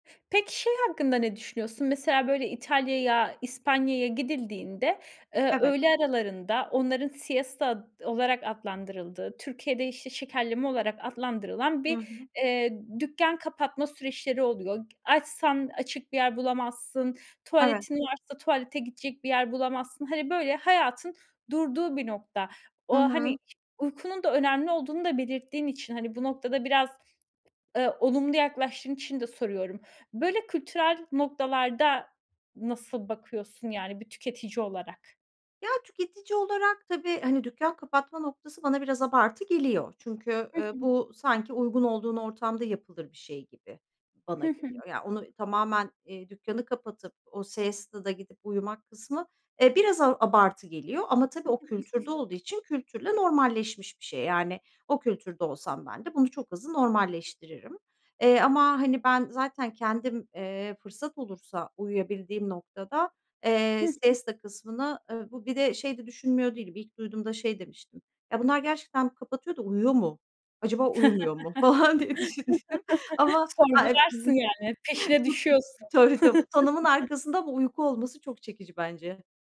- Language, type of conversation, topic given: Turkish, podcast, Kısa şekerlemeler hakkında ne düşünüyorsun?
- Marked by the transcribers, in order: other background noise; "siesta'da" said as "seesta'da"; chuckle; tapping; chuckle; laughing while speaking: "falan diye düşünmüştüm"; chuckle